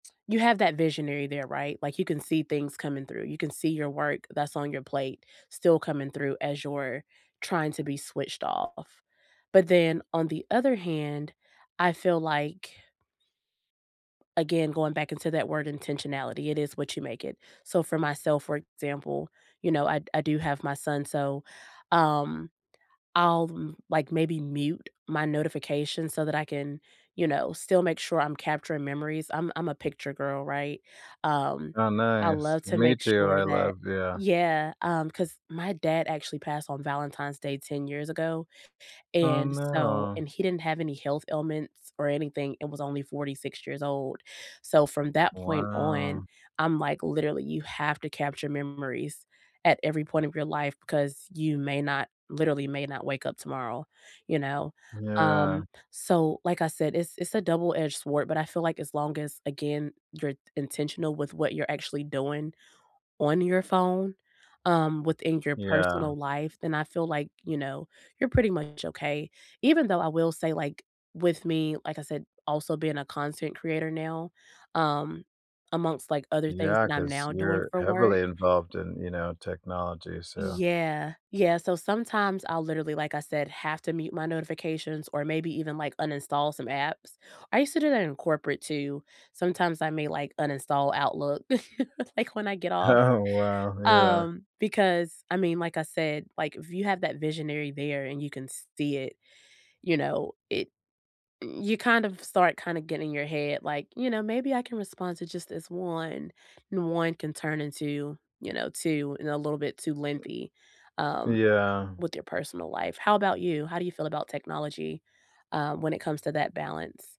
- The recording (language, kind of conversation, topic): English, unstructured, How do you balance work and personal life?
- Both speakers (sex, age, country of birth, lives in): female, 30-34, United States, United States; male, 35-39, United States, United States
- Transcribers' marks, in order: other background noise; drawn out: "Wow"; laugh; laughing while speaking: "like"; laughing while speaking: "Oh"